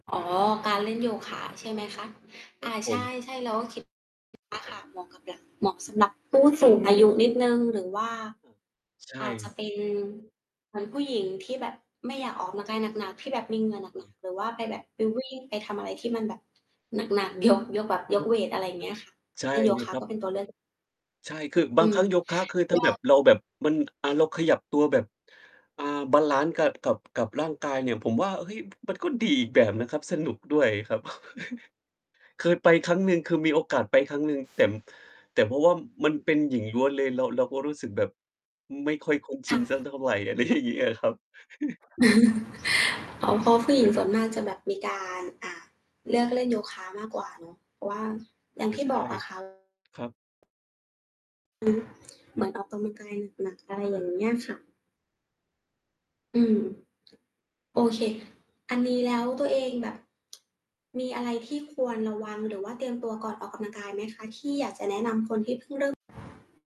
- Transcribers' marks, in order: static; distorted speech; other noise; unintelligible speech; mechanical hum; giggle; laughing while speaking: "อะไรอย่างเงี้ยอะครับ"; chuckle; other animal sound; tapping
- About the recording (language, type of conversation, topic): Thai, unstructured, ควรเริ่มต้นออกกำลังกายอย่างไรหากไม่เคยออกกำลังกายมาก่อน?